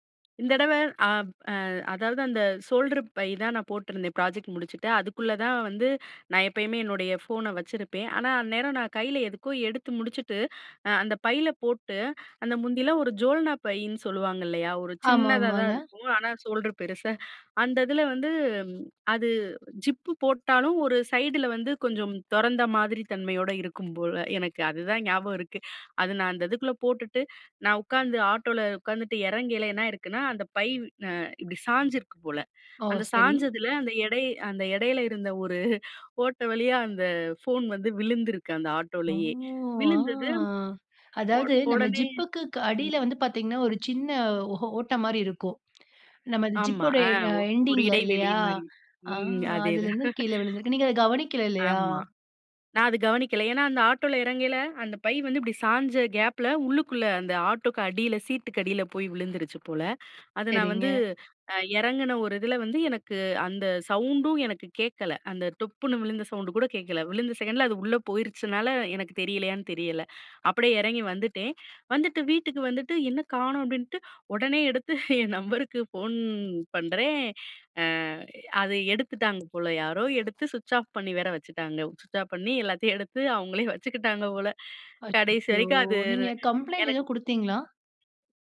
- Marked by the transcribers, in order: other background noise; in English: "ப்ராஜெக்ட்"; laugh; drawn out: "ஓ! ஆ"; in English: "எண்டிங்க்"; chuckle; other noise; laughing while speaking: "ஒடனே எடுத்து என் நம்பருக்கு ஃபோன் பண்றேன்"; laughing while speaking: "சுவிட்ச் ஆஃப் பண்ணி எல்லாத்தையும் எடுத்து அவுங்களே வச்சுக்கிட்டாங்க போல. கடைசி வரைக்கும் அது எனக்கு"
- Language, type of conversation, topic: Tamil, podcast, சாமான்கள் தொலைந்த அனுபவத்தை ஒரு முறை பகிர்ந்து கொள்ள முடியுமா?